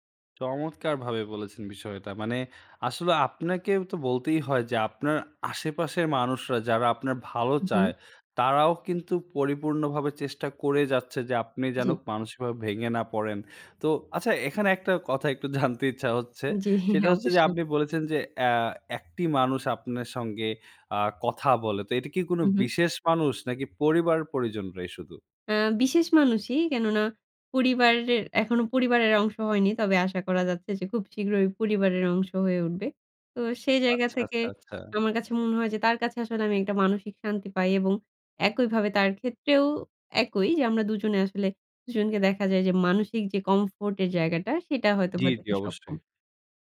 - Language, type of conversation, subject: Bengali, podcast, আঘাত বা অসুস্থতার পর মনকে কীভাবে চাঙ্গা রাখেন?
- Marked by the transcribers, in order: laughing while speaking: "জানতে"; laughing while speaking: "জি, অবশ্যই"; other background noise; in English: "কমফোর্ট"